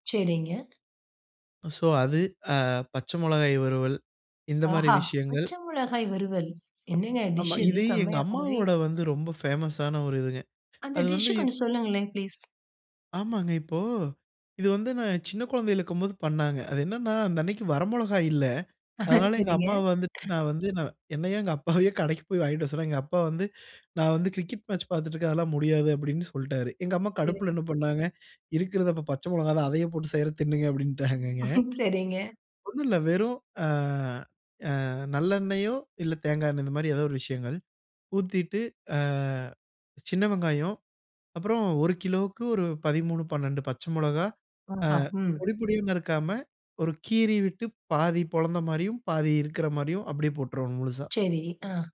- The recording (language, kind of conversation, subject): Tamil, podcast, விருந்துக்கான மெனுவை நீங்கள் எப்படித் திட்டமிடுவீர்கள்?
- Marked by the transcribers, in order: in English: "ஸோ"; in English: "டிஷ்"; in English: "டிஷ்ஷு"; in English: "ப்ளீஸ்"; chuckle; other noise; chuckle